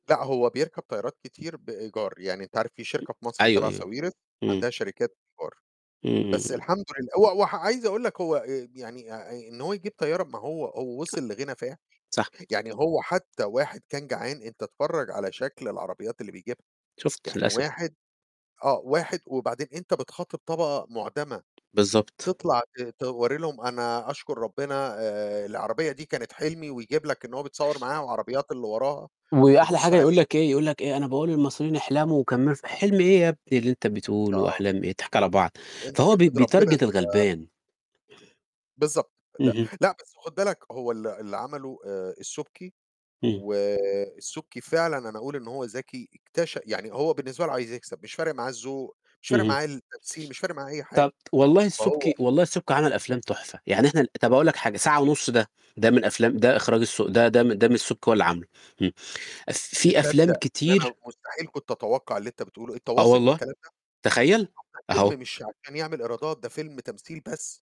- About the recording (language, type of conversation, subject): Arabic, unstructured, هل بتفتكر إن المنتجين بيضغطوا على الفنانين بطرق مش عادلة؟
- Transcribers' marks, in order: other background noise; tapping; in English: "بيتارجت"